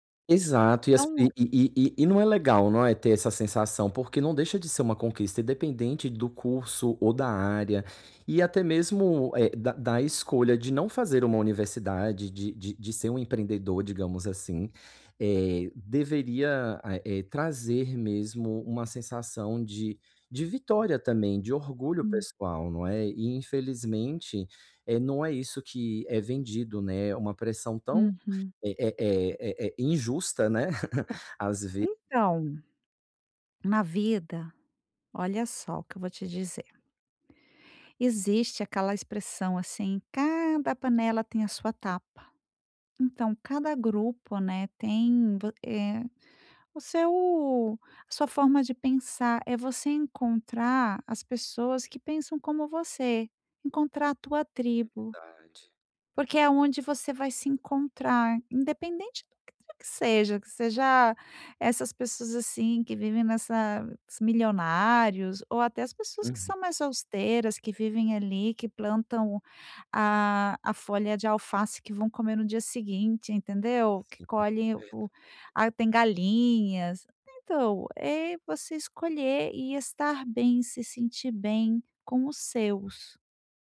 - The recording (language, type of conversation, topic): Portuguese, advice, Como posso lidar com a pressão social ao tentar impor meus limites pessoais?
- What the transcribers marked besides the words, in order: chuckle